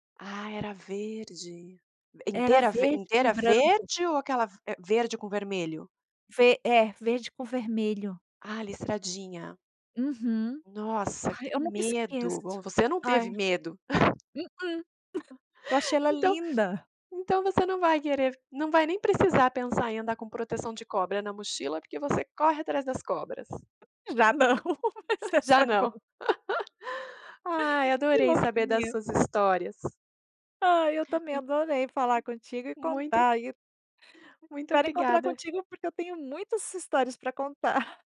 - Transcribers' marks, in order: chuckle; laughing while speaking: "Já não, mas essa é boa"; laugh
- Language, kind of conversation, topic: Portuguese, podcast, O que não pode faltar na sua mochila de trilha?